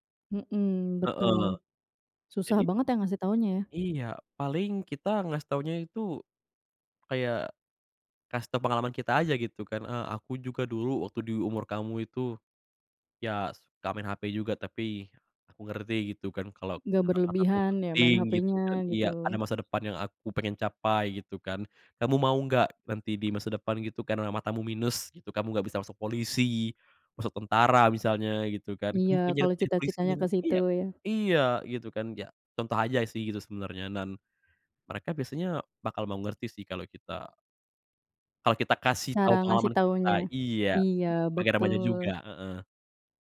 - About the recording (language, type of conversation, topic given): Indonesian, podcast, Bagaimana sebaiknya kita mengatur waktu layar untuk anak dan remaja?
- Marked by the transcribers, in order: tapping